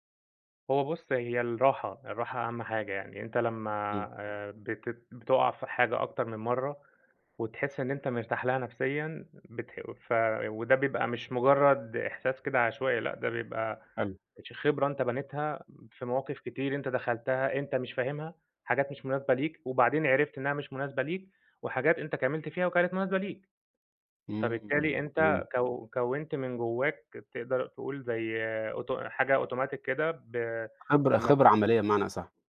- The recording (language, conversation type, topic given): Arabic, podcast, إزاي بتتعامل مع الفشل لما بيحصل؟
- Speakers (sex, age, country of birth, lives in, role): male, 30-34, Egypt, Egypt, guest; male, 30-34, Egypt, Portugal, host
- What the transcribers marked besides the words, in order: other background noise; in English: "أوتوماتيك"